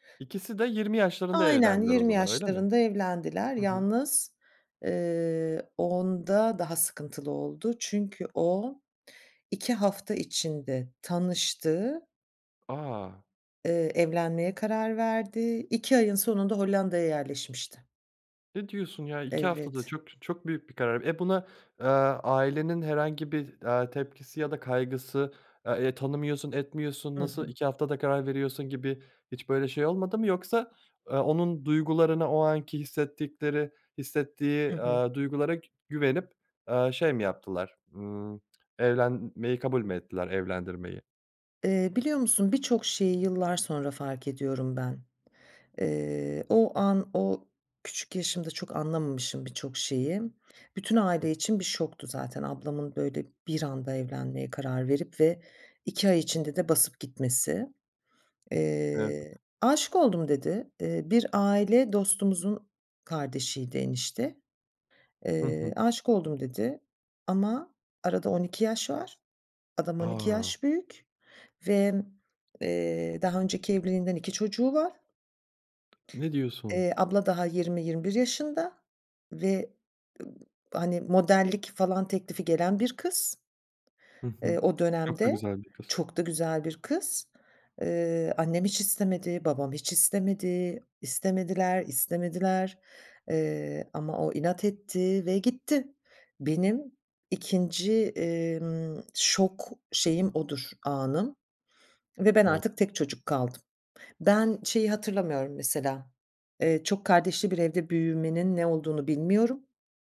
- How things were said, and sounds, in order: other background noise; other noise; tapping; sniff
- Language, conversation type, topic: Turkish, podcast, Çocukluğunuzda aileniz içinde sizi en çok etkileyen an hangisiydi?